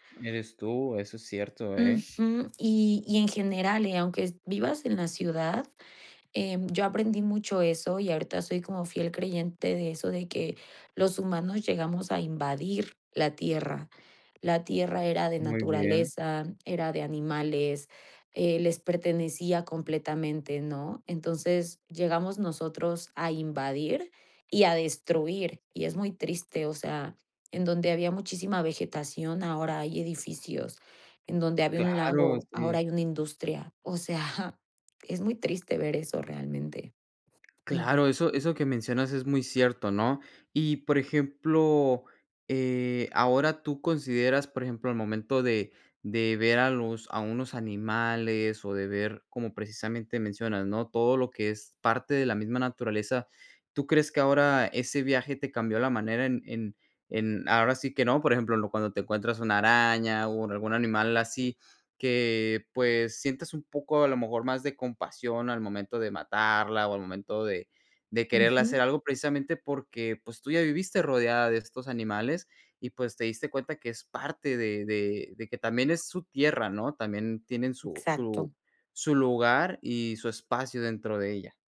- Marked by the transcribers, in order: other background noise; tapping
- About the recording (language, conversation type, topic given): Spanish, podcast, ¿En qué viaje sentiste una conexión real con la tierra?